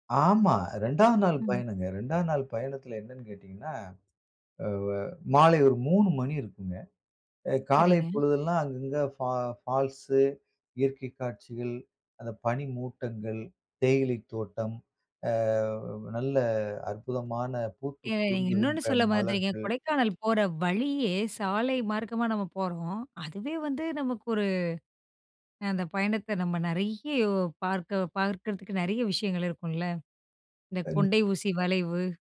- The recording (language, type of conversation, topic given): Tamil, podcast, பயணத்தின் போது உங்களுக்கு நடந்த மறக்கமுடியாத சம்பவம் என்ன?
- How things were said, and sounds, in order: unintelligible speech; other noise